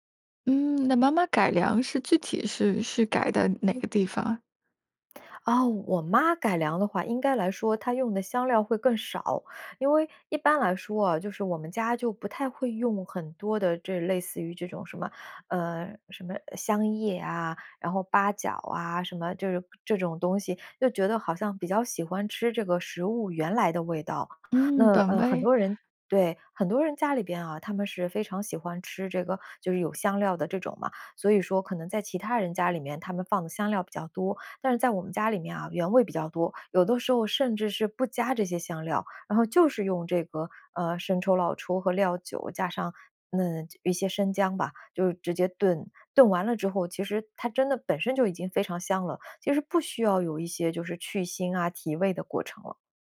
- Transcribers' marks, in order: none
- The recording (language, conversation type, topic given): Chinese, podcast, 你眼中最能代表家乡味道的那道菜是什么？